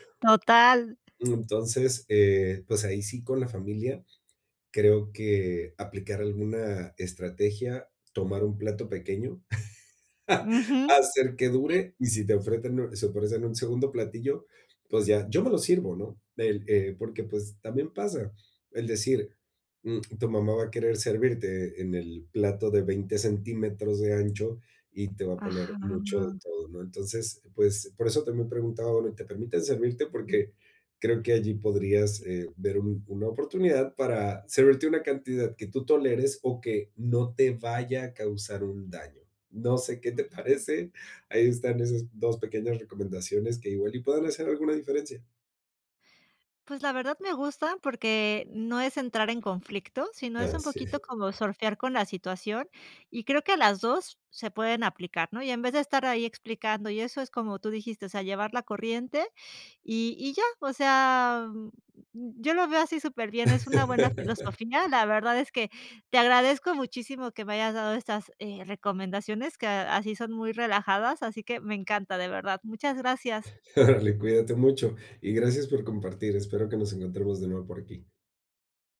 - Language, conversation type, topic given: Spanish, advice, ¿Cómo puedo manejar la presión social para comer cuando salgo con otras personas?
- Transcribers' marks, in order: tapping; chuckle; other background noise; laughing while speaking: "parece"; giggle; laugh; laughing while speaking: "Órale"